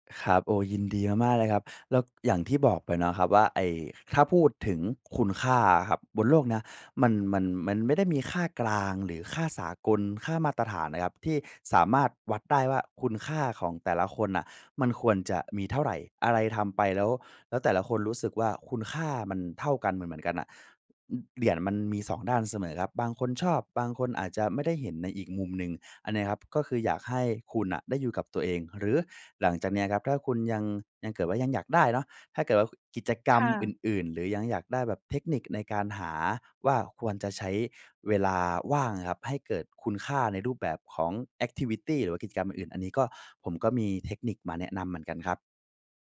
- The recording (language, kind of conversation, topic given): Thai, advice, คุณควรใช้เวลาว่างในวันหยุดสุดสัปดาห์ให้เกิดประโยชน์อย่างไร?
- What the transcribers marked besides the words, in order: tapping; other background noise; in English: "แอกทิวิตี"